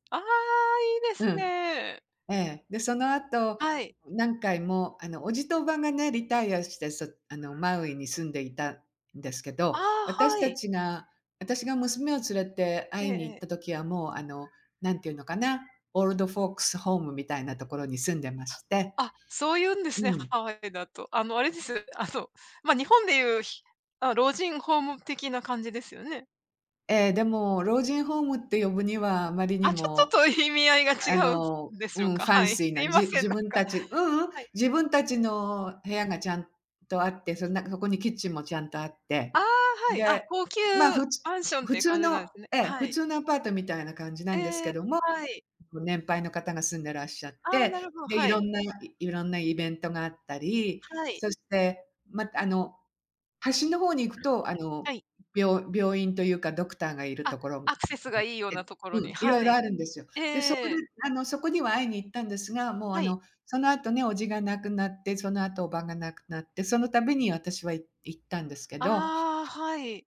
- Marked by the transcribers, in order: in English: "オールドフォークスホーム"; laughing while speaking: "ちょっとと意味合いが違う … ん、なんか、はい"; put-on voice: "ファンシー"; in English: "ファンシー"; tapping; other background noise; other noise
- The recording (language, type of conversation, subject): Japanese, unstructured, 懐かしい場所を訪れたとき、どんな気持ちになりますか？